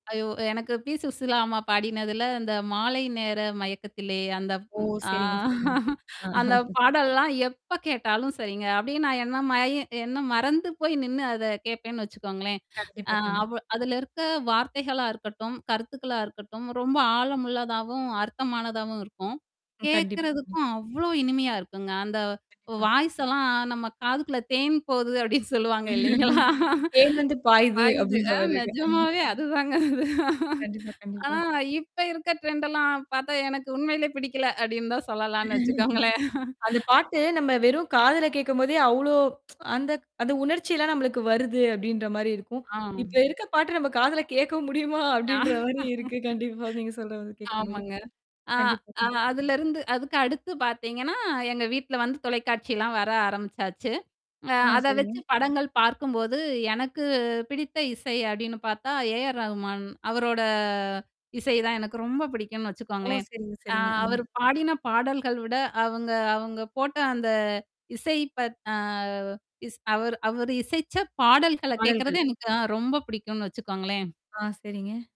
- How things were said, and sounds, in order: laugh; static; laugh; distorted speech; in English: "வாய்ஸ்ஸெல்லாம்"; tapping; laughing while speaking: "அப்படின்னு சொல்லுவாங்க இல்லைங்களா? பாயுது அ … தான் சொல்லலான்னு வச்சுக்கோங்களேன்"; chuckle; laughing while speaking: "தேன் வந்து பாயுது அப்டின்றமாரிருக்கா? அஹ"; in English: "ட்ரெண்டெல்லாம்"; chuckle; tsk; laugh; drawn out: "அவரோட"
- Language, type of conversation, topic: Tamil, podcast, உங்கள் இசை ரசனை காலப்போக்கில் எப்படிப் பரிணமித்தது என்று சொல்ல முடியுமா?